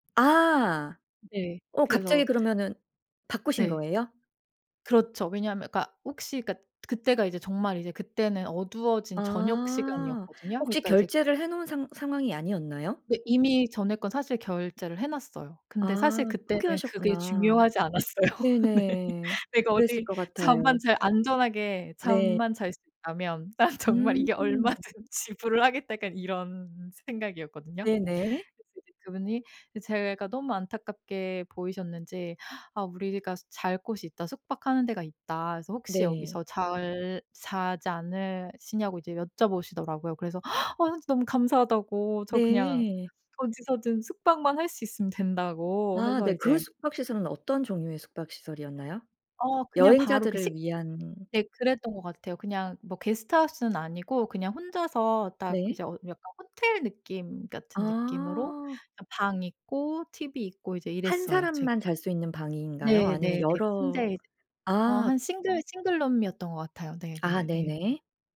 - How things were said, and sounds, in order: other background noise; laughing while speaking: "않았어요. 네"; laugh; laughing while speaking: "난 정말 이게 얼마든 지불을 하겠다"
- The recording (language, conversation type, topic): Korean, podcast, 여행 중 가장 큰 실수는 뭐였어?